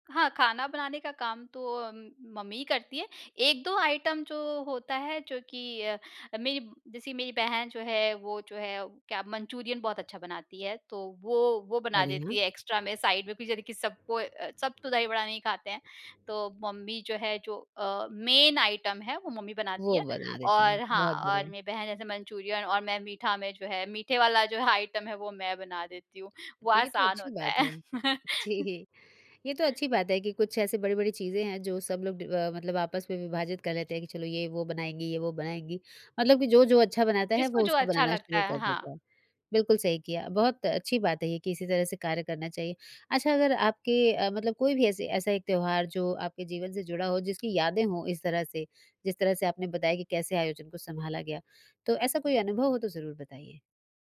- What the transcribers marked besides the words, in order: in English: "आइटम"; in English: "एक्स्ट्रा"; in English: "साइड"; in English: "मेन आइटम"; laughing while speaking: "है"; laughing while speaking: "जी"; laugh
- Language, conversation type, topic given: Hindi, podcast, आप किसी त्योहार पर घर में मेहमानों के लिए खाने-पीने की व्यवस्था कैसे संभालते हैं?